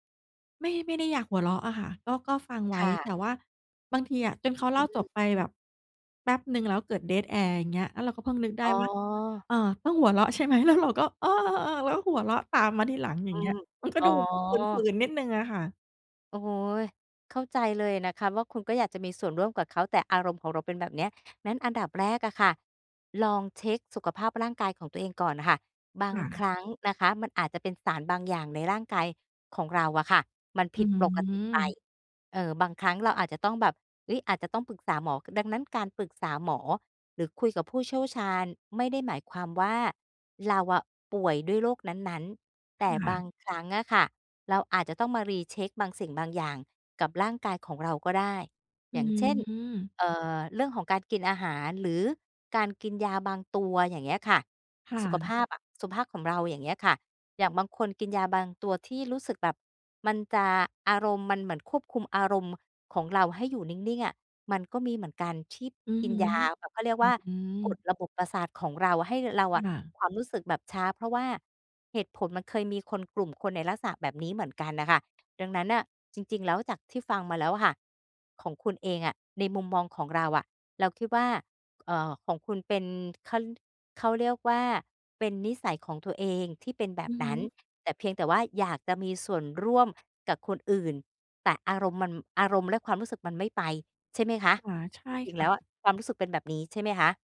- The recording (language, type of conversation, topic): Thai, advice, ทำไมฉันถึงรู้สึกชาทางอารมณ์ ไม่มีความสุข และไม่ค่อยรู้สึกผูกพันกับคนอื่น?
- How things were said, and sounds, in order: in English: "dead air"; laughing while speaking: "แล้วเรา"; chuckle; other background noise; in English: "Recheck"; unintelligible speech